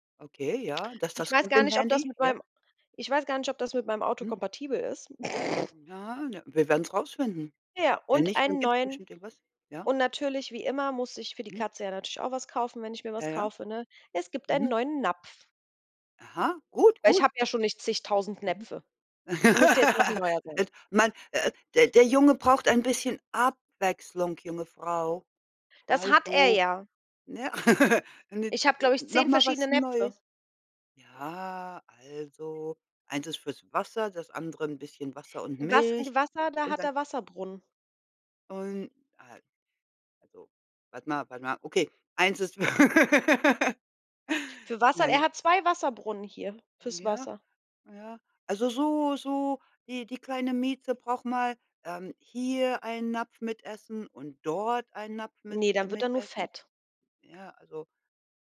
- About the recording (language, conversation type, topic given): German, unstructured, Wie beeinflussen soziale Medien unser tägliches Leben?
- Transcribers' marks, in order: snort; laugh; stressed: "Abwechslung"; chuckle; drawn out: "Ja"; laugh; unintelligible speech